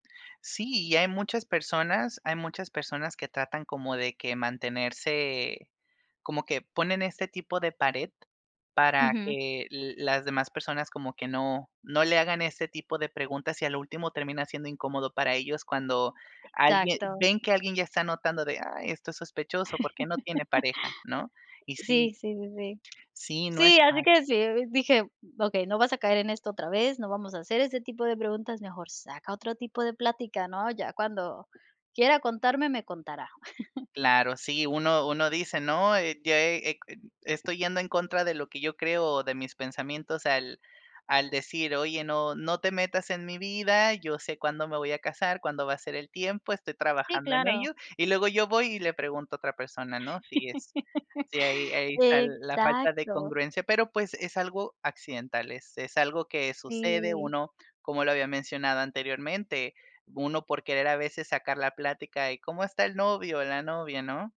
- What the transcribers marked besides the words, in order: laugh; unintelligible speech; laugh; tapping; laugh
- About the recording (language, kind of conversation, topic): Spanish, podcast, ¿Cómo puedes manejar la presión familiar para tener pareja o casarte?